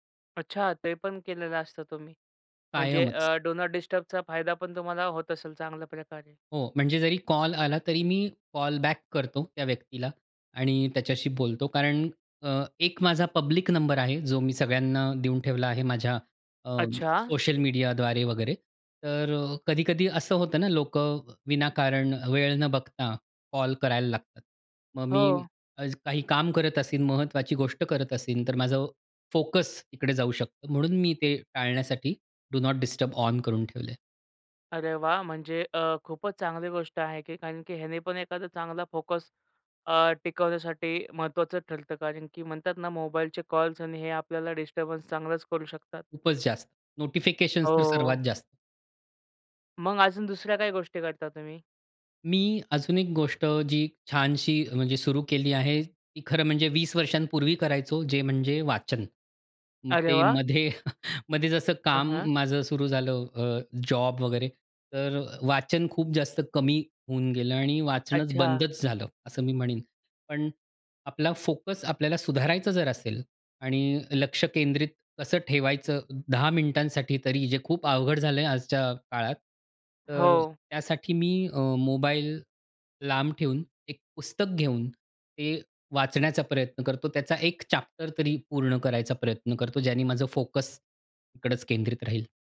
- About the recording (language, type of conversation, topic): Marathi, podcast, फोकस टिकवण्यासाठी तुमच्याकडे काही साध्या युक्त्या आहेत का?
- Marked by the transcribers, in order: in English: "डू नॉट डिस्टर्बचा"; in English: "कॉल बॅक"; in English: "डू नॉट डिस्टर्ब ऑन"; chuckle